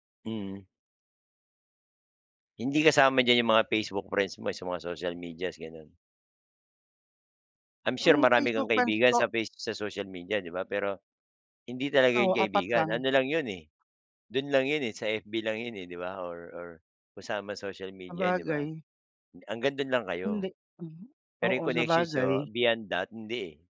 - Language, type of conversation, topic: Filipino, unstructured, Alin ang mas gusto mo: magkaroon ng maraming kaibigan o magkaroon ng iilan lamang na malalapit na kaibigan?
- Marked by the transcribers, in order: other background noise